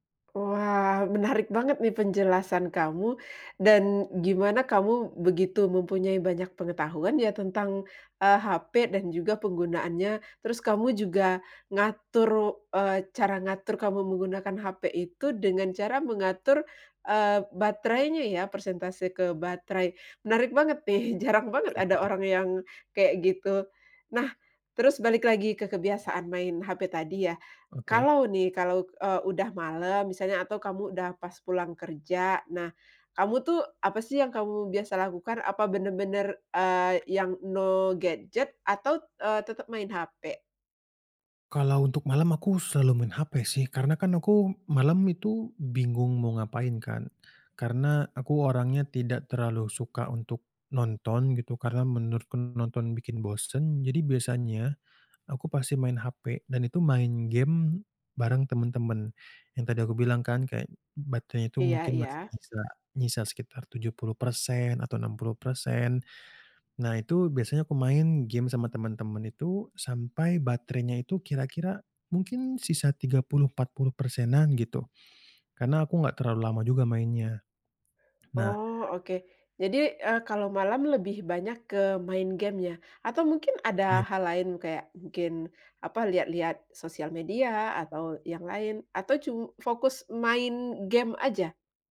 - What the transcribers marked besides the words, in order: tapping; in English: "no gadget"; other background noise
- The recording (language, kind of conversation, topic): Indonesian, podcast, Bagaimana kebiasaanmu menggunakan ponsel pintar sehari-hari?